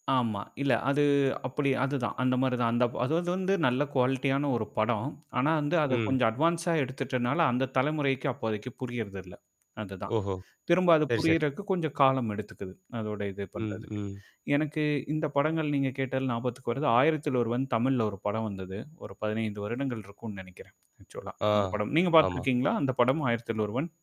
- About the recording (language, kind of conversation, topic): Tamil, podcast, ஏன் சில திரைப்படங்கள் காலப்போக்கில் ரசிகர் வழிபாட்டுப் படங்களாக மாறுகின்றன?
- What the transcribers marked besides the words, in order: static; mechanical hum; in English: "அட்வான்ஸா"; in English: "ஆக்சுவலா"